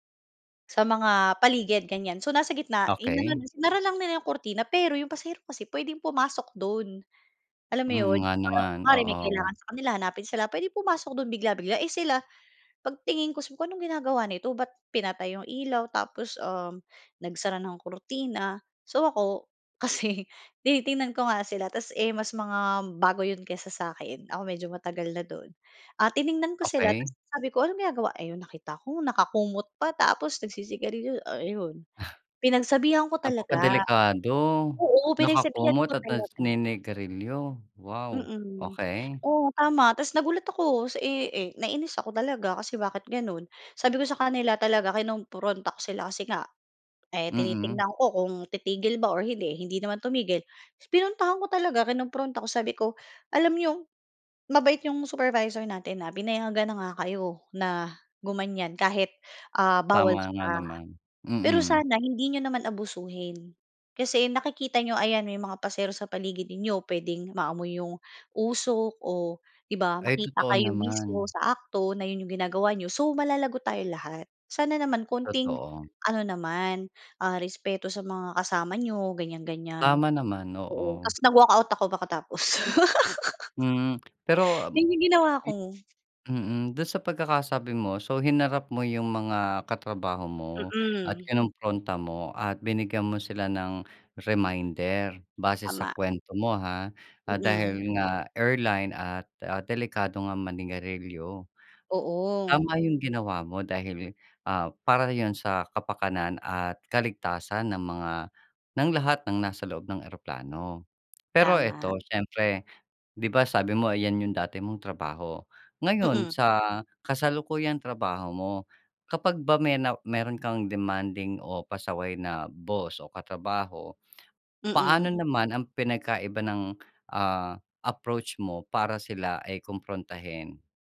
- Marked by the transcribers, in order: chuckle; other background noise; laugh
- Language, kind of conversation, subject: Filipino, podcast, Paano mo hinaharap ang mahirap na boss o katrabaho?